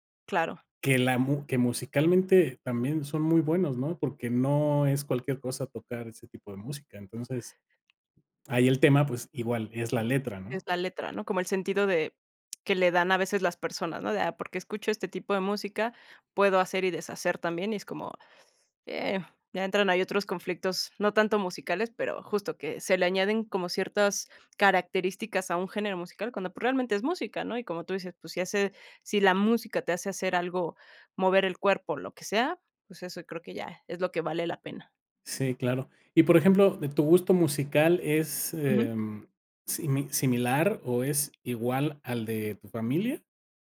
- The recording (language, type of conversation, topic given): Spanish, podcast, ¿Cómo ha cambiado tu gusto musical con los años?
- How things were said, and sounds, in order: tapping